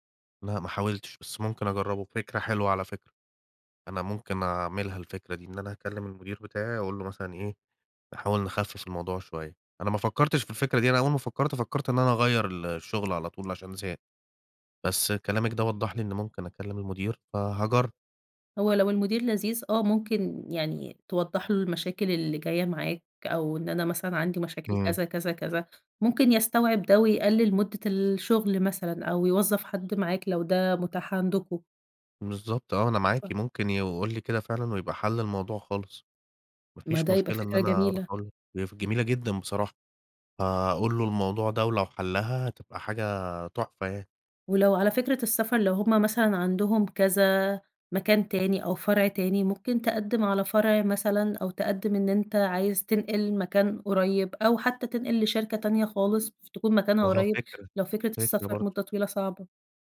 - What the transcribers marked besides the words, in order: tapping; other background noise; unintelligible speech
- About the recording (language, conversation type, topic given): Arabic, advice, إزاي أقرر أكمّل في شغل مرهق ولا أغيّر مساري المهني؟